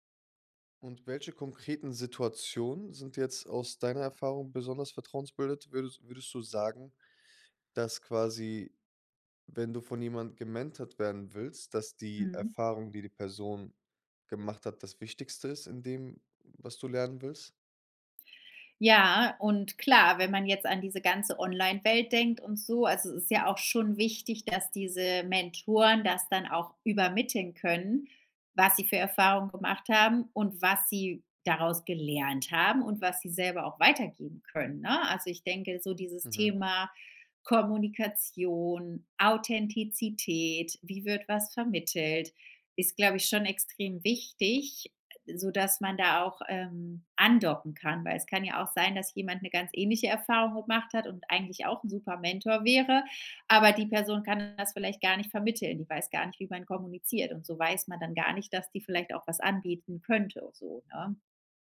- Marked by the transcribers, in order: "vertrauensbildend" said as "vertrauensbilded"; drawn out: "Ja"; stressed: "gelernt"; stressed: "andocken"; other background noise
- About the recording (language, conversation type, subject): German, podcast, Welche Rolle spielt Vertrauen in Mentoring-Beziehungen?